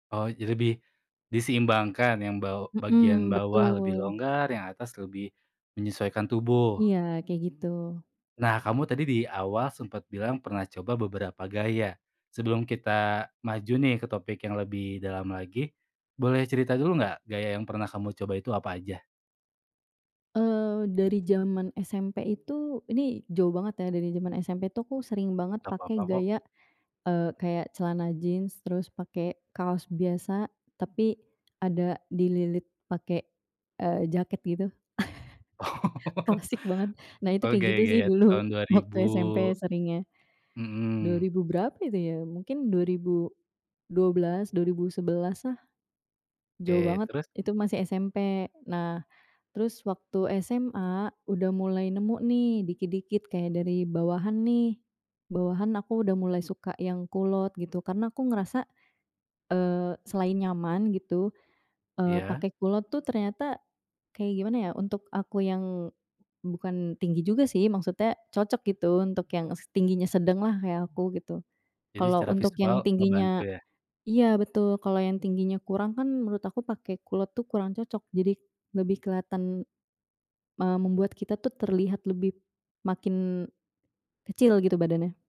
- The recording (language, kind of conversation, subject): Indonesian, podcast, Bagaimana cara menemukan gaya yang paling cocok untuk diri Anda?
- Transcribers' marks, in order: chuckle; laughing while speaking: "Oh"; chuckle; laughing while speaking: "dulu waktu"